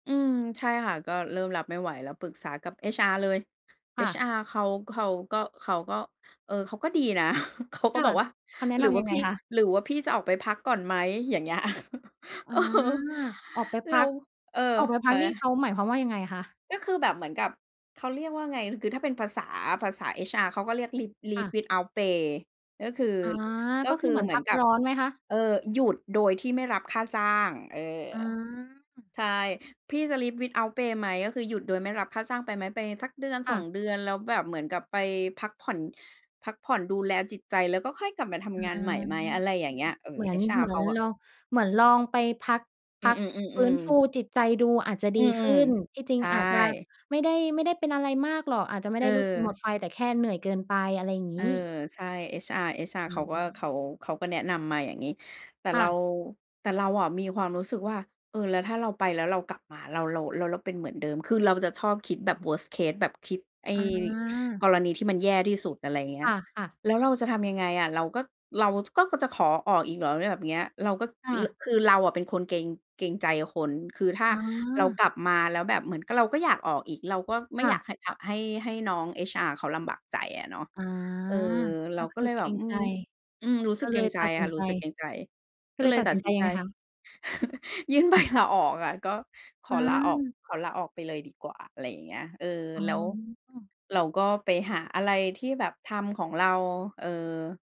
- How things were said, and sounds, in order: chuckle; chuckle; laughing while speaking: "เออ"; in English: "leave leave without pay"; in English: "Leave without pay"; in English: "Worst case"; chuckle; laughing while speaking: "ใบ"
- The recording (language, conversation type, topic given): Thai, podcast, อะไรคือสาเหตุที่ทำให้คุณรู้สึกหมดไฟในการทำงาน?